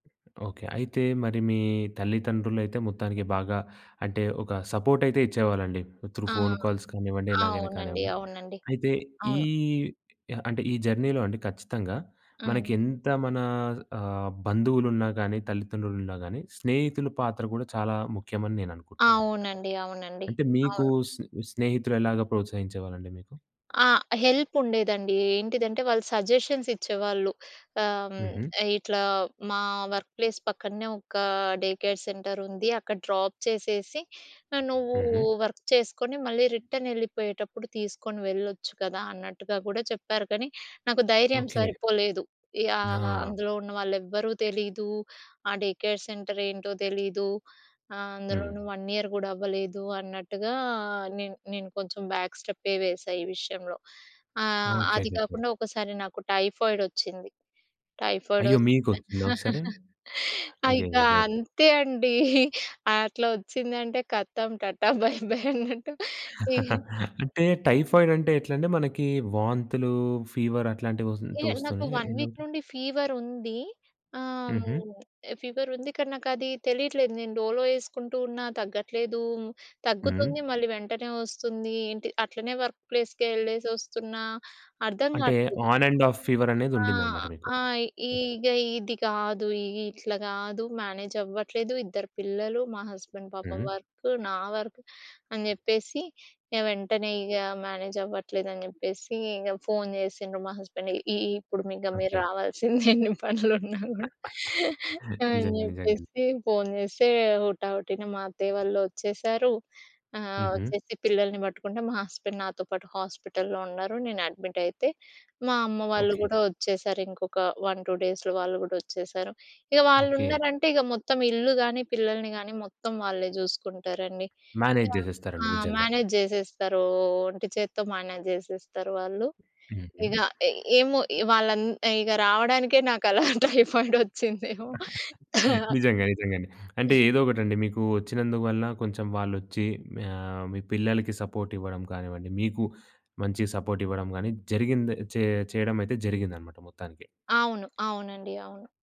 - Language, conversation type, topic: Telugu, podcast, మీరు చేసే పనికి వెనుక ఉన్న కథను ఇతరులతో ఎలా పంచుకుంటారు?
- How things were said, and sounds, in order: other background noise; in English: "సపోర్ట్"; in English: "త్రూ ఫోన్ కాల్స్"; in English: "జర్నీలో"; in English: "హెల్ప్"; in English: "సజెషన్స్"; in English: "వర్క్ ప్లేస్"; tapping; in English: "డే కేర్ సెంటర్"; in English: "డ్రాప్"; other noise; in English: "వర్క్"; in English: "రిటర్న్"; in English: "డే కేర్ సెంటర్"; in English: "వన్ ఇయర్"; in English: "బ్యాక్"; in English: "టైఫాయిడ్"; in English: "టైఫాయిడ్"; chuckle; in Hindi: "కథం టాటా"; in English: "బై బై"; chuckle; in English: "టైఫాయిడ్"; in English: "ఫీవర్"; in English: "వన్ వీక్"; in English: "ఫీవర్"; in English: "ఫీవర్"; in English: "వర్క్ ప్లేస్‌కేళ్ళేసొస్తున్నా"; in English: "ఆన్ అండ్ ఆఫ్ ఫీవర్"; in English: "మేనేజ్"; in English: "హస్బెండ్"; in English: "వర్క్"; in English: "వర్క్"; in English: "మేనేజ్"; in English: "హస్బెండ్"; laughing while speaking: "రావాల్సిందె ఎన్ని పనులు ఉన్నా గూడా"; chuckle; in English: "హస్బెండ్"; in English: "అడ్మిట్"; in English: "ఓనే టూ డేస్‌లో"; in English: "మేనేజ్"; in English: "మేనేజ్"; in English: "మేనేజ్"; laughing while speaking: "నాకలా టైఫాయిడ్ ఒచ్చిందేమో"; in English: "టైఫాయిడ్"; laughing while speaking: "నిజంగా. నిజంగండి"; cough; in English: "సపోర్ట్"; in English: "సపోర్ట్"